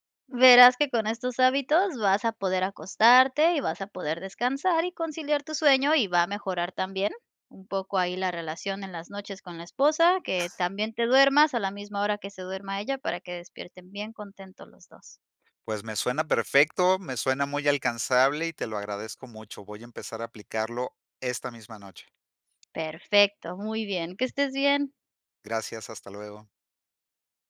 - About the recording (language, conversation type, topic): Spanish, advice, ¿Cómo puedo lograr el hábito de dormir a una hora fija?
- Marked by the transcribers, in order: none